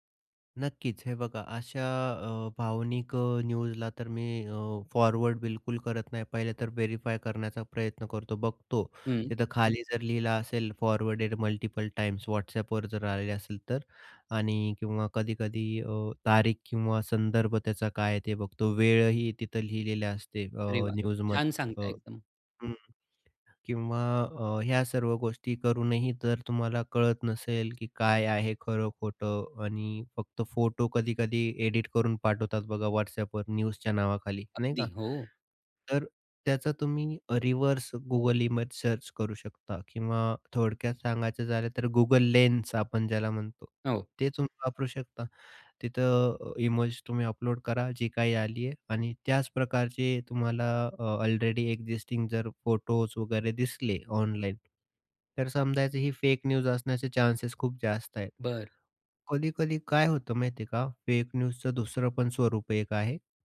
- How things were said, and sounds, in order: in English: "फॉरवर्ड"; in English: "फॉरवर्डेड मल्टिपल"; tapping; other background noise; in English: "रिव्हर्स"; in English: "सर्च"; "इमेज" said as "ईमज"; in English: "न्यूज"; in English: "न्यूजचं"
- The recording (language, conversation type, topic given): Marathi, podcast, फेक न्यूज आणि दिशाभूल करणारी माहिती तुम्ही कशी ओळखता?